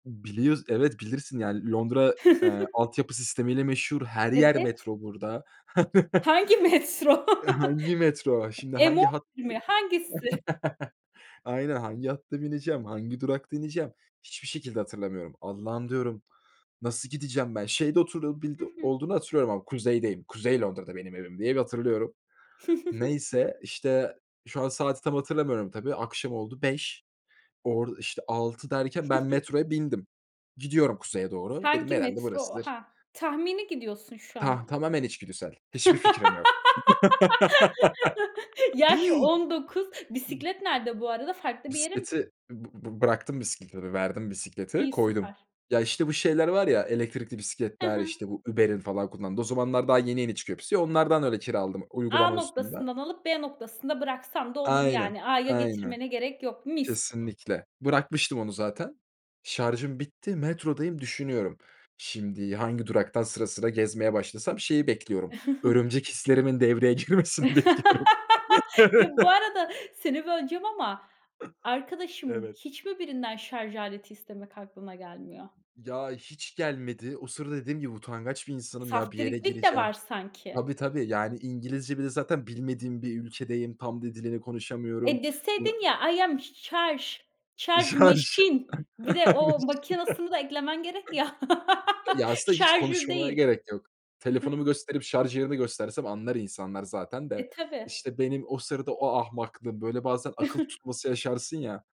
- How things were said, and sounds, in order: chuckle; chuckle; other background noise; laughing while speaking: "metro?"; chuckle; chuckle; chuckle; laugh; laugh; other noise; chuckle; laughing while speaking: "girmesini bekliyorum. Evet. Evet"; laugh; in English: "I am charge, charge machine"; laughing while speaking: "Şarj"; unintelligible speech; chuckle; chuckle; in English: "Charger"; chuckle
- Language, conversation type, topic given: Turkish, podcast, Yolda yönünü kaybettiğin bir anı bize anlatır mısın, o anda ne yaptın?